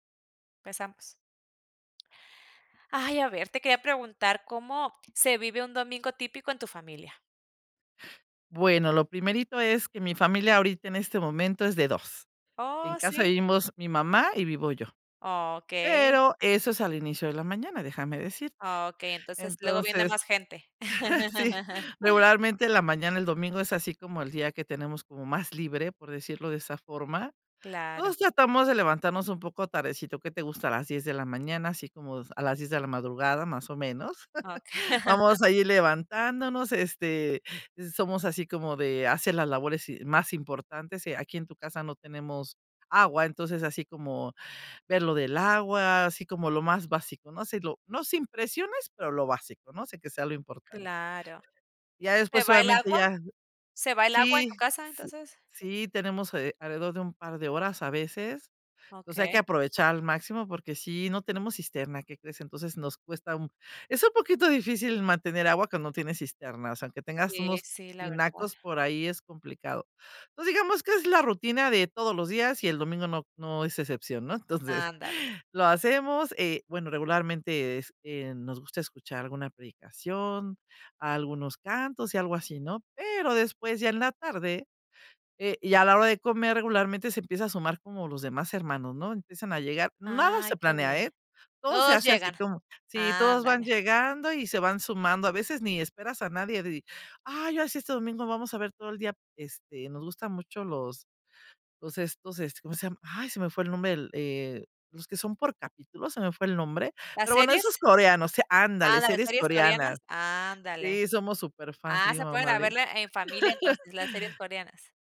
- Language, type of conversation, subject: Spanish, podcast, ¿Cómo se vive un domingo típico en tu familia?
- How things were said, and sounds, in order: laugh; laugh; laugh; chuckle; laugh